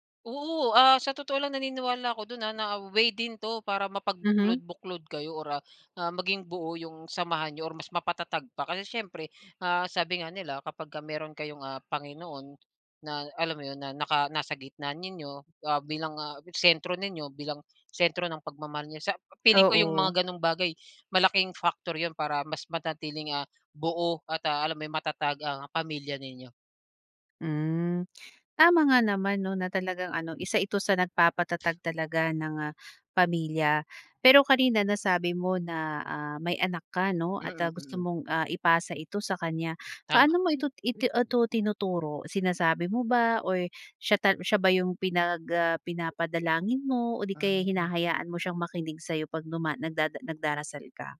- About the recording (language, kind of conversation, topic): Filipino, podcast, Ano ang kahalagahan sa inyo ng pagdarasal bago kumain?
- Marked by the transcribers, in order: other background noise